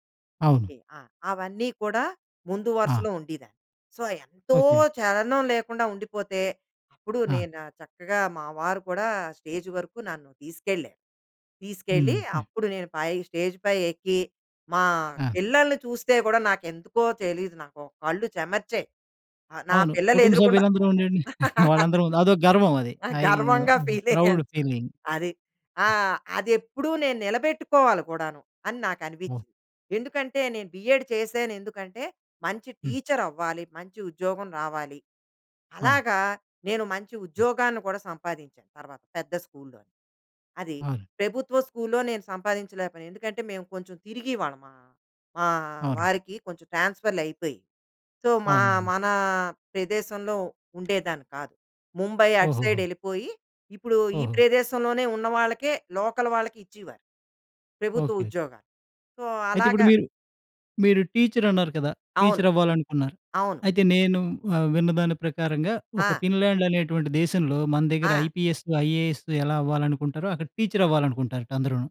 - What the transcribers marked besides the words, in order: in English: "సో"; in English: "స్టేజ్"; in English: "స్టేజ్"; laugh; chuckle; laughing while speaking: "ఫీల్ అయ్యాను"; in English: "ఫీల్"; other background noise; in English: "బిఎడ్"; in English: "సో"; tapping; in English: "సైడ్"; in English: "లోకల్"; in English: "సో"; in English: "ఐపీఎస్, ఐఏఎస్"
- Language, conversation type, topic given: Telugu, podcast, మీరు గర్వపడే ఒక ఘట్టం గురించి వివరించగలరా?